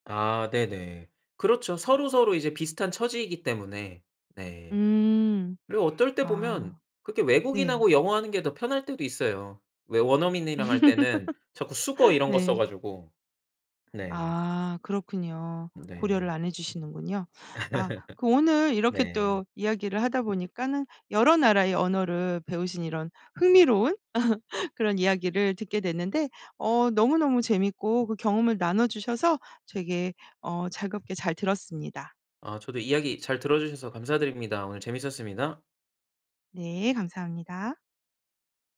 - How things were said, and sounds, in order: laugh; laugh; other background noise; laugh; "즐겁게" said as "잘겁게"
- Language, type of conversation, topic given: Korean, podcast, 언어가 당신에게 어떤 의미인가요?